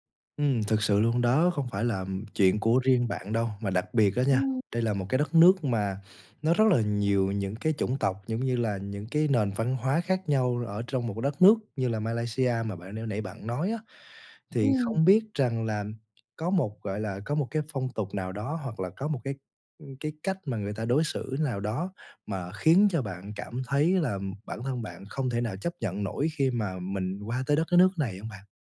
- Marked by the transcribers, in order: tapping
- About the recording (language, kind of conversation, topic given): Vietnamese, advice, Bạn đã trải nghiệm sốc văn hóa, bối rối về phong tục và cách giao tiếp mới như thế nào?